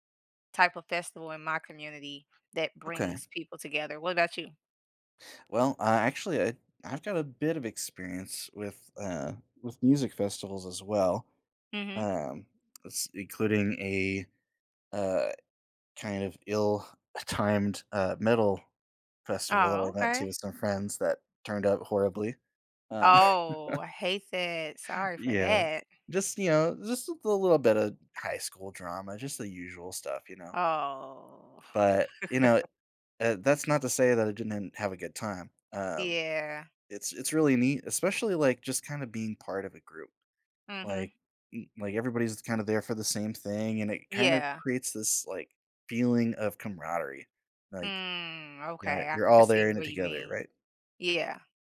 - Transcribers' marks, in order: scoff; laugh; stressed: "that"; drawn out: "Oh"; chuckle; drawn out: "Mm"; tapping; other background noise
- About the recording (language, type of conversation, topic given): English, unstructured, In what ways do community events help people connect and build relationships?
- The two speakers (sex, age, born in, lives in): female, 35-39, United States, United States; male, 35-39, United States, United States